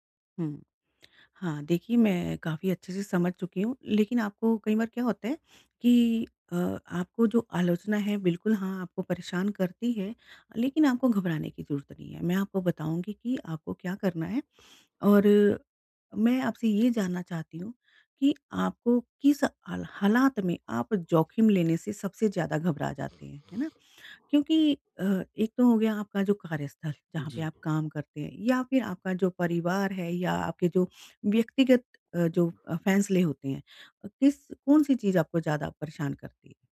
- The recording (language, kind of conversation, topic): Hindi, advice, बाहरी आलोचना के डर से मैं जोखिम क्यों नहीं ले पाता?
- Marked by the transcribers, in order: none